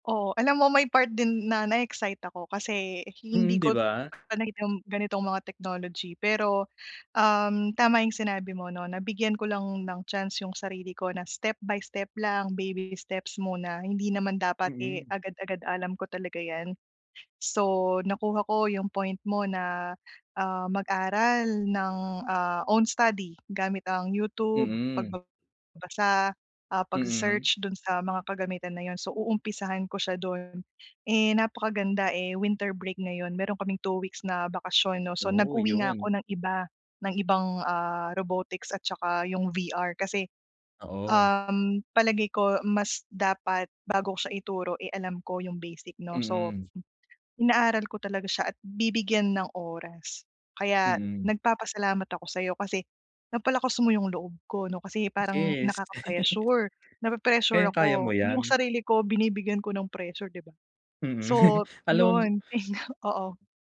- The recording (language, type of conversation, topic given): Filipino, advice, Paano ko tatanggapin ang mga pagbabagong hindi ko inaasahan sa buhay ko?
- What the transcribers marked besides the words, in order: tapping; laugh; laugh; snort